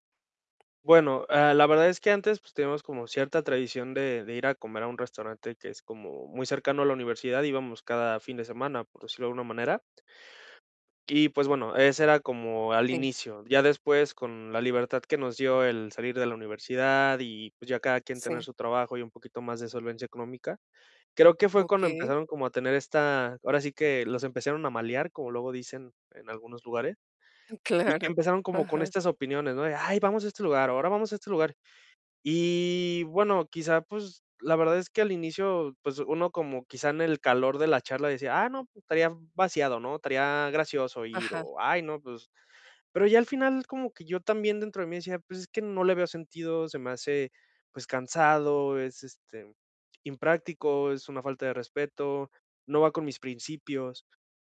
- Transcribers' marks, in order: tapping; other background noise; laughing while speaking: "Claro"
- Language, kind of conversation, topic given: Spanish, advice, ¿Cómo puedo decir que no a planes sin dañar mis amistades?